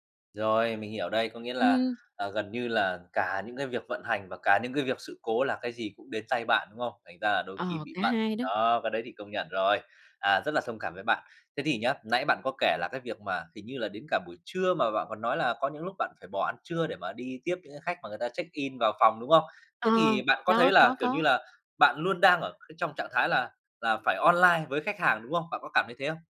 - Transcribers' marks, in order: in English: "check-in"; other background noise
- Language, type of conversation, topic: Vietnamese, advice, Làm sao bạn có thể cân bằng giữa cuộc sống cá nhân và trách nhiệm điều hành công ty khi áp lực ngày càng lớn?